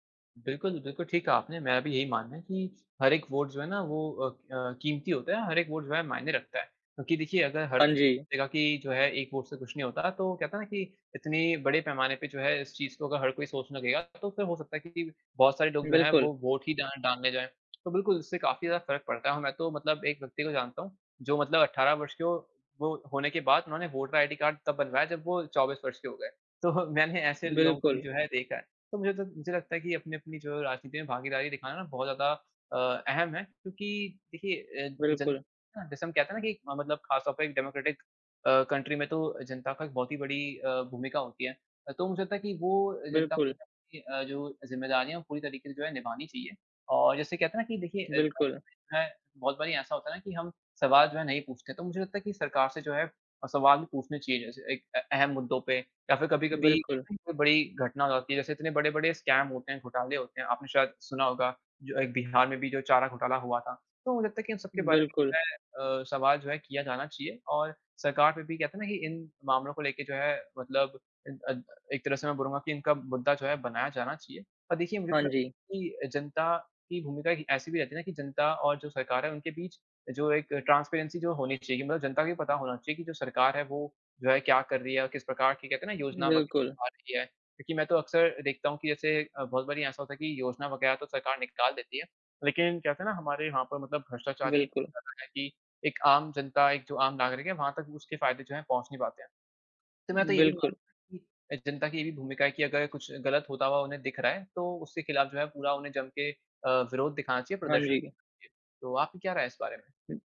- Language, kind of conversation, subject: Hindi, unstructured, राजनीति में जनता की भूमिका क्या होनी चाहिए?
- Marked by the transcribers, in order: laughing while speaking: "तो मैंने"; in English: "डेमोक्रेटिक"; in English: "कंट्री"; unintelligible speech; in English: "स्कैम"; horn; in English: "ट्रांसपेरेंसी"; unintelligible speech